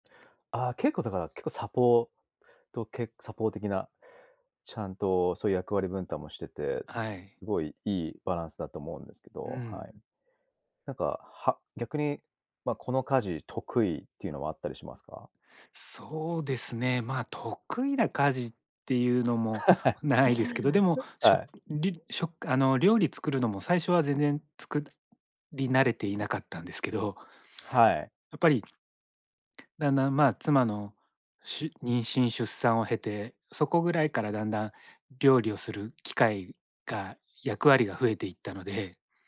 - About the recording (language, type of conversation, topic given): Japanese, podcast, 家事の分担はどうやって決めていますか？
- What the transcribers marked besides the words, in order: other background noise; tapping; laughing while speaking: "ないですけど"; chuckle; laughing while speaking: "ですけど"